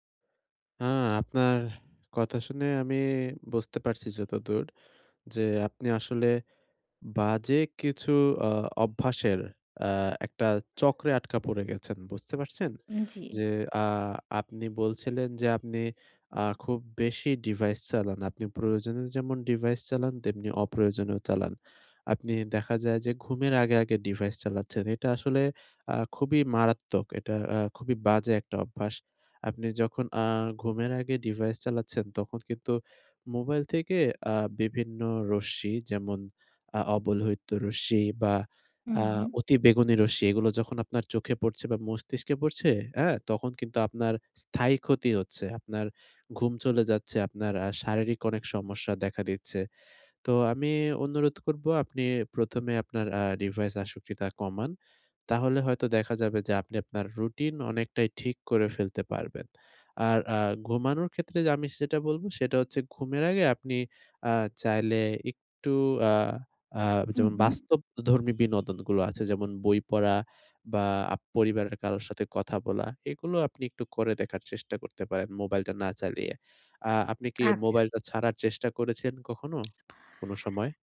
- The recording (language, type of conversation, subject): Bengali, advice, ভ্রমণ বা সাপ্তাহিক ছুটিতে মানসিক সুস্থতা বজায় রাখতে দৈনন্দিন রুটিনটি দ্রুত কীভাবে মানিয়ে নেওয়া যায়?
- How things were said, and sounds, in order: horn